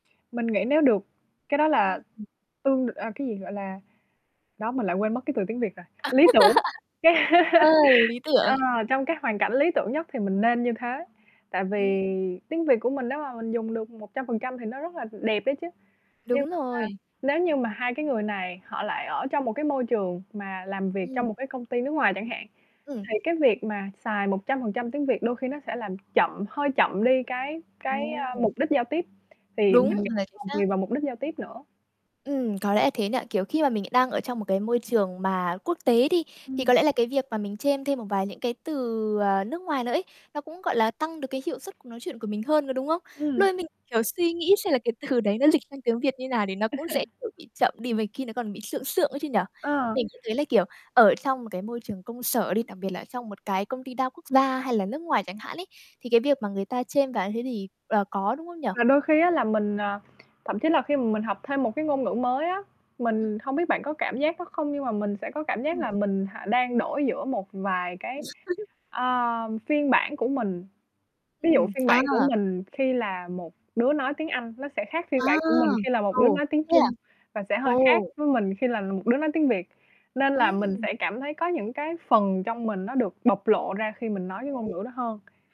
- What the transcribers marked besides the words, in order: tapping; laugh; laughing while speaking: "cái"; other background noise; static; distorted speech; laughing while speaking: "từ"; chuckle; laugh; unintelligible speech
- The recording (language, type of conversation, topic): Vietnamese, podcast, Ngôn ngữ mẹ đẻ ảnh hưởng đến cuộc sống của bạn như thế nào?